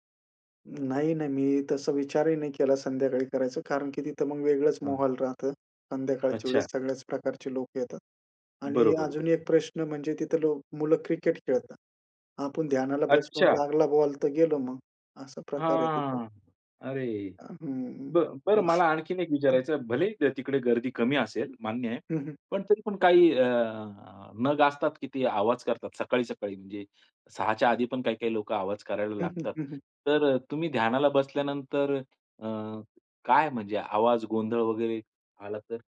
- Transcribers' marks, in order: tapping; anticipating: "अच्छा!"; other background noise
- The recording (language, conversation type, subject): Marathi, podcast, शहरी उद्यानात निसर्गध्यान कसे करावे?